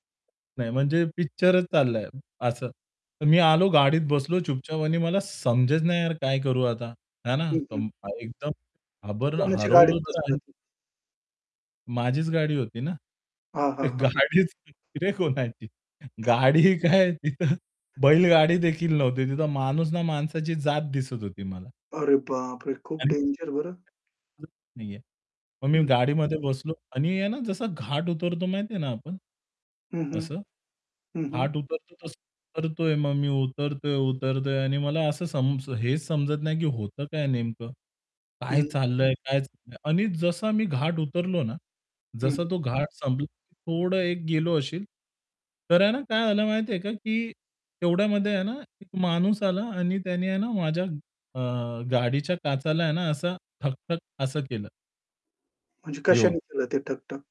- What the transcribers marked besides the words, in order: static; other background noise; distorted speech; tapping; laughing while speaking: "गाडीच रे कोणाची गाडी काय तिथं बैलगाडीदेखील नव्हती"; unintelligible speech
- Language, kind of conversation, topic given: Marathi, podcast, एकट्या प्रवासात वाट हरवल्यावर तुम्ही काय केलं?